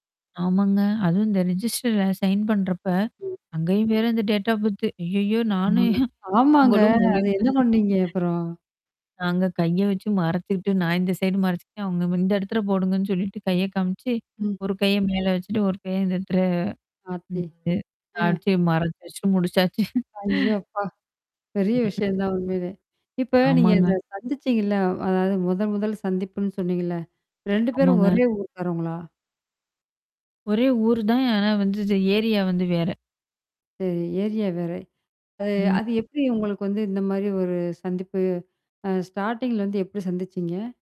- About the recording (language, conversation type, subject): Tamil, podcast, உங்களுக்கு மறக்க முடியாத ஒரு சந்திப்பு பற்றி சொல்ல முடியுமா?
- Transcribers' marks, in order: static; in English: "ரெஜிஸ்டர்ல சைன்"; distorted speech; in English: "டேட் ஆஃப் பர்த்து"; laughing while speaking: "நானும்"; laugh; "எடத்துல" said as "எடத்துற"; laugh; mechanical hum; unintelligible speech; in English: "ஸ்டார்ட்டிங்ல"